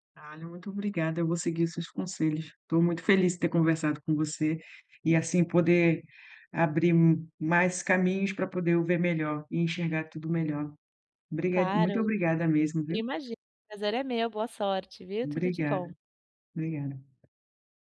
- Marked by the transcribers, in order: tapping
- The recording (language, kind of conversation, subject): Portuguese, advice, Como posso me sentir em casa em um novo espaço depois de me mudar?